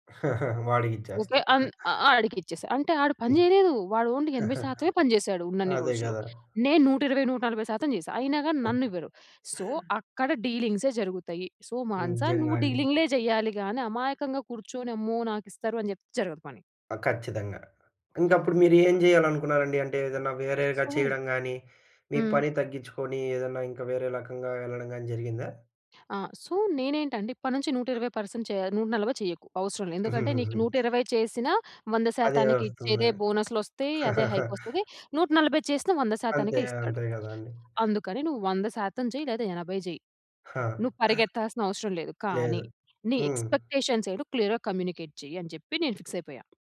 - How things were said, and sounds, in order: chuckle; in English: "ఓన్లీ"; chuckle; other noise; in English: "సో"; in English: "సో"; "రకంగా" said as "లకంగా"; tapping; in English: "పర్సెంట్"; chuckle; in English: "హైక్"; chuckle; chuckle; in English: "ఎక్స్పెక్టేషన్స్"; in English: "క్లియర్‌గా కమ్యూనికేట్"; in English: "ఫిక్స్"
- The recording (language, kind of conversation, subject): Telugu, podcast, ఉద్యోగంలో మీ అవసరాలను మేనేజర్‌కు మర్యాదగా, స్పష్టంగా ఎలా తెలియజేస్తారు?